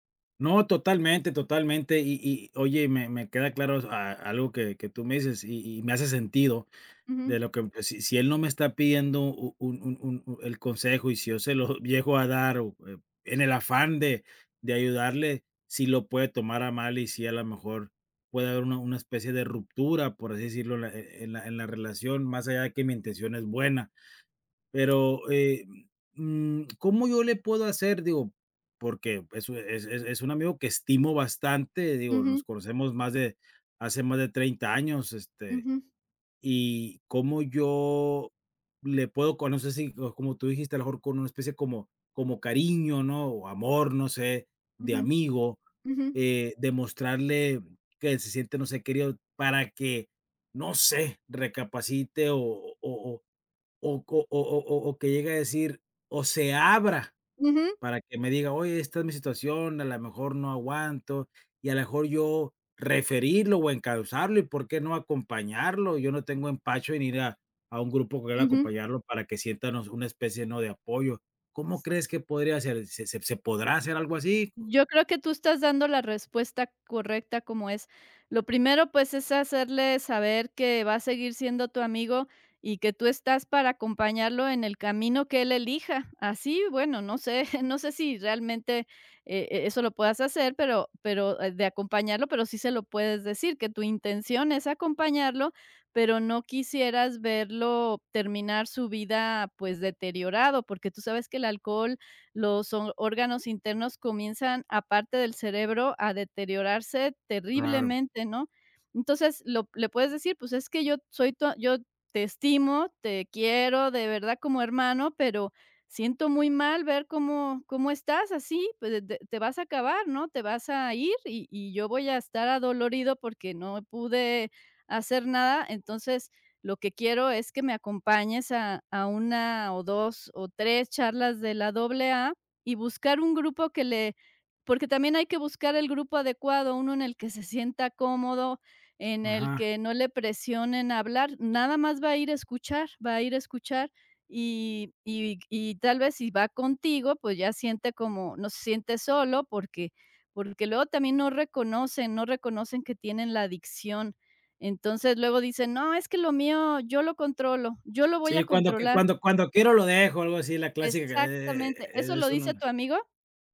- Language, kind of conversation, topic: Spanish, advice, ¿Cómo puedo hablar con un amigo sobre su comportamiento dañino?
- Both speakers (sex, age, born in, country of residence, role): female, 60-64, Mexico, Mexico, advisor; male, 45-49, Mexico, Mexico, user
- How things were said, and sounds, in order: other noise; other background noise; laughing while speaking: "sé"